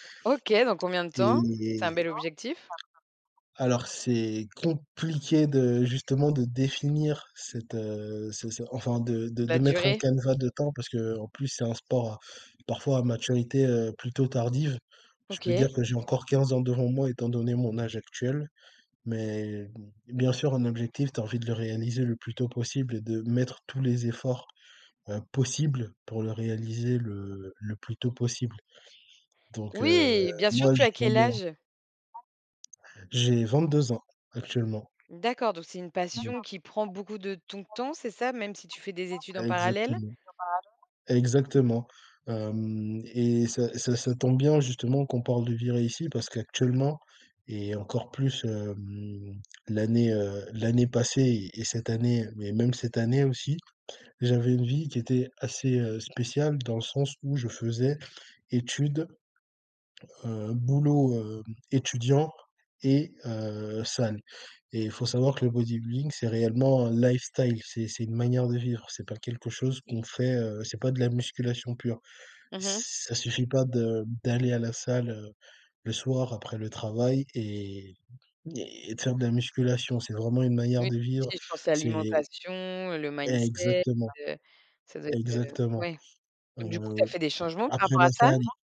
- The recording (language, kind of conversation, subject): French, podcast, Comment définissez-vous une vie réussie ?
- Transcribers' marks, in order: background speech; stressed: "définir"; other background noise; in English: "lifestyle"; in English: "mindset"